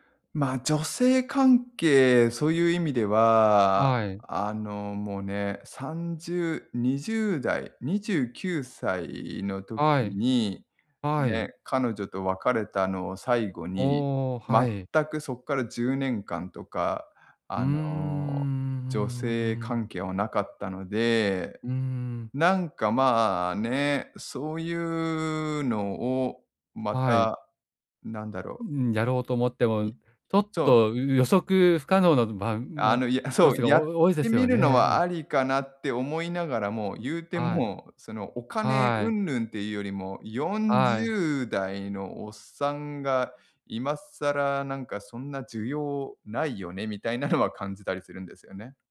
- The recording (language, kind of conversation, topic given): Japanese, advice, 自分の理想の自分像に合わせて、日々の行動を変えるにはどうすればよいですか？
- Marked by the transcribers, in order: drawn out: "うーん"; tapping